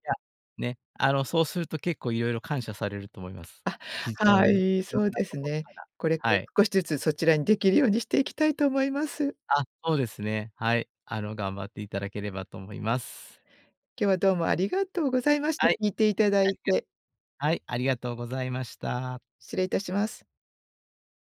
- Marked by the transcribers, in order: none
- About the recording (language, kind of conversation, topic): Japanese, podcast, 完璧主義を手放すコツはありますか？